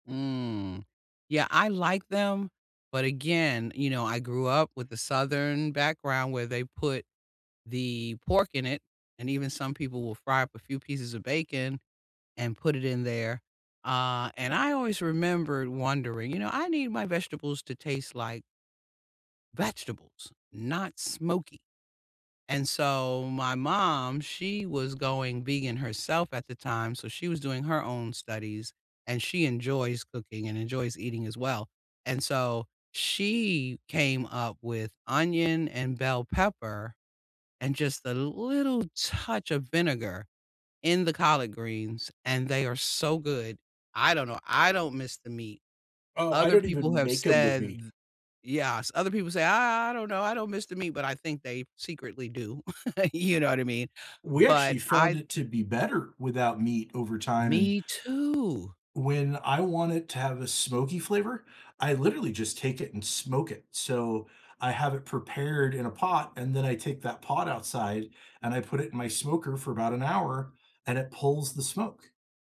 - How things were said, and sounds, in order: other background noise; drawn out: "she"; laugh; drawn out: "too!"
- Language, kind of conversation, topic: English, unstructured, How do you find local flavor in markets, street food, and neighborhoods?
- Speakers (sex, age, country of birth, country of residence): female, 55-59, United States, United States; male, 50-54, United States, United States